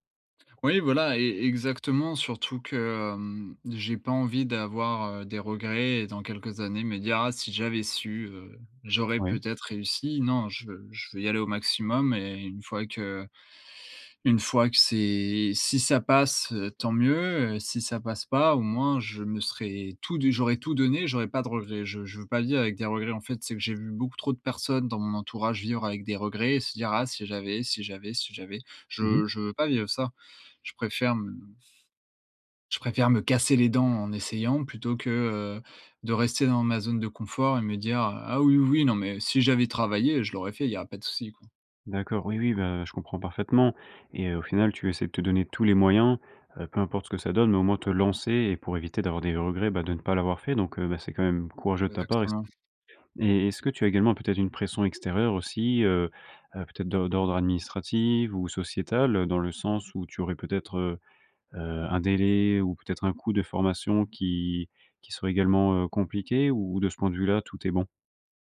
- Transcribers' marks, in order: tapping; stressed: "moyens"
- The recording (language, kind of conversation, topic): French, advice, Comment gérer la pression de choisir une carrière stable plutôt que de suivre sa passion ?